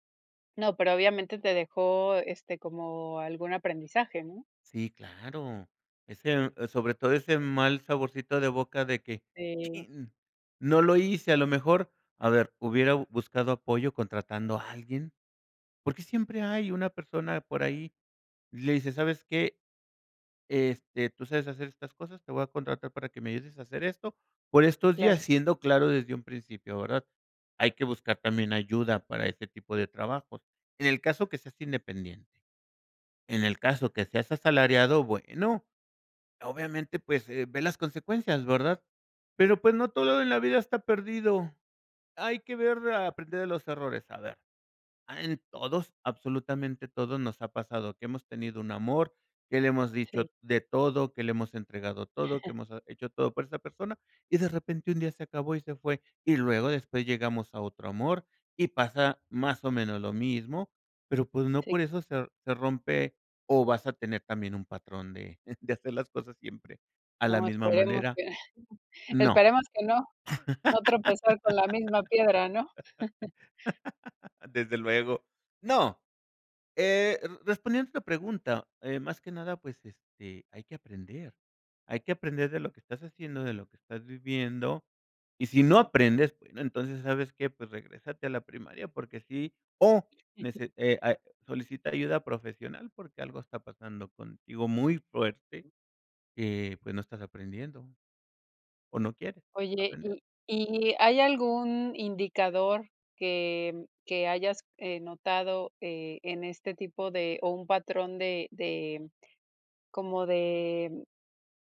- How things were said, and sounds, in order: chuckle; chuckle; chuckle; laugh; chuckle; other background noise
- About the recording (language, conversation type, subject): Spanish, podcast, ¿Cómo decides cuándo decir “no” en el trabajo?